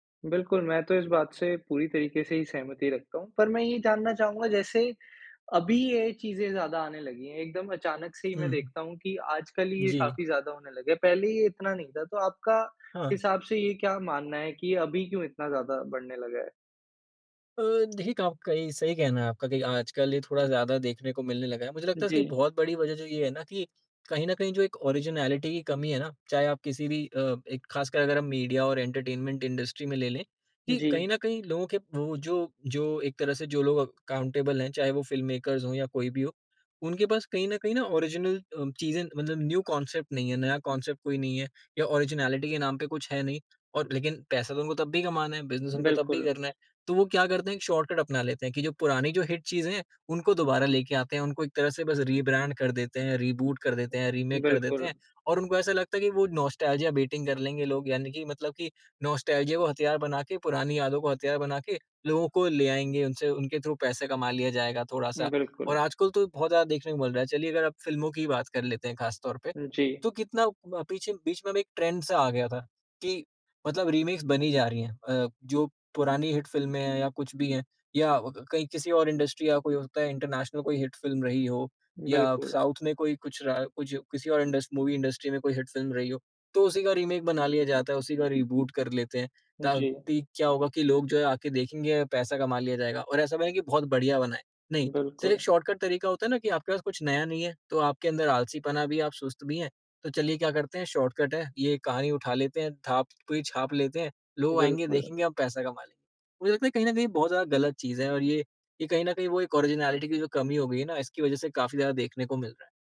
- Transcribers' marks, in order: tapping; in English: "ऑरिजिनैलिटी"; in English: "एंटरटेनमेंट इंडस्ट्री"; in English: "अकाउंटेबल"; in English: "मेकर्स"; in English: "ऑरिजिनल"; in English: "न्यू कॉन्सेप्ट"; in English: "कॉन्सेप्ट"; in English: "ऑरिजिनैलिटी"; in English: "बिज़नेस"; in English: "शॉर्टकट"; in English: "हिट"; in English: "रीब्रैंड"; in English: "रीबूट"; in English: "रीमेक"; in English: "नॉस्टेल्जिया बेटिंग"; in English: "नॉस्टेल्जिया"; in English: "थ्रू"; in English: "ट्रेंड"; in English: "रीमेक्स"; in English: "हिट"; in English: "इंडस्ट्री"; in English: "इंटरनेशनल"; in English: "हिट"; in English: "साउथ"; in English: "मूवी इंडस्ट्री"; in English: "हिट"; in English: "रीमेक"; in English: "रिबूट"; "ताकि" said as "ताति"; in English: "शॉर्टकट"; in English: "शॉर्टकट"; in English: "ऑरिजिनैलिटी"
- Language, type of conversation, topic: Hindi, podcast, नॉस्टैल्जिया ट्रेंड्स और रीबूट्स पर तुम्हारी क्या राय है?